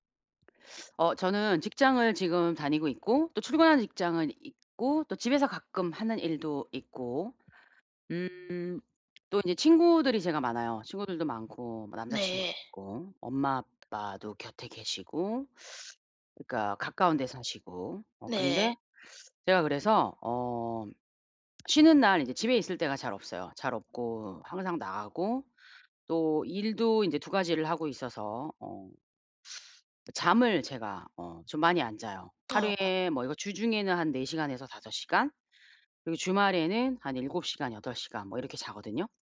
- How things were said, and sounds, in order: other background noise; tapping
- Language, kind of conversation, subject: Korean, advice, 수면과 짧은 휴식으로 하루 에너지를 효과적으로 회복하려면 어떻게 해야 하나요?
- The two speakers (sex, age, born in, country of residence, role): female, 30-34, South Korea, United States, advisor; female, 45-49, South Korea, United States, user